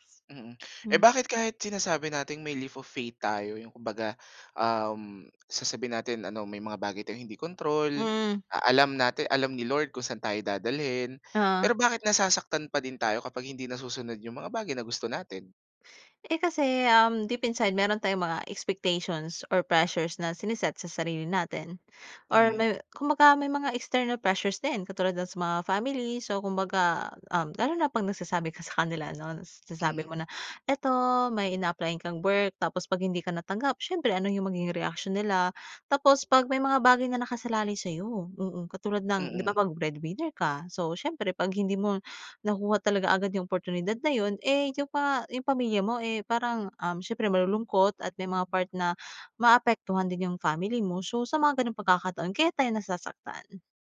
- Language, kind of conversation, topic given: Filipino, podcast, Paano mo hinaharap ang takot sa pagkuha ng panganib para sa paglago?
- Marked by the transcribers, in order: "leap" said as "leaf"; breath; in English: "deep inside"; in English: "external pressures"